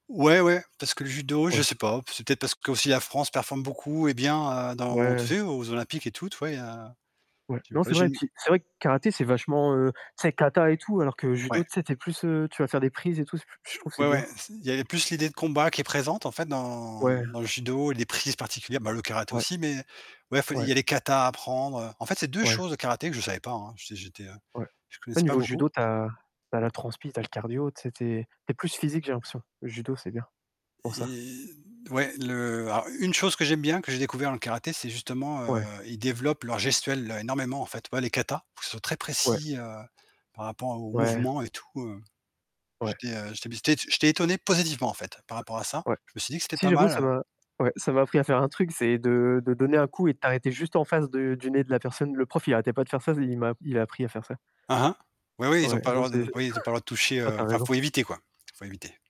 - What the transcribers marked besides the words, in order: other noise; stressed: "deux"; drawn out: "Et"; stressed: "positivement"; distorted speech; tapping; chuckle
- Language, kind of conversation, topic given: French, unstructured, Qu’est-ce qui te surprend le plus lorsque tu repenses à ton enfance ?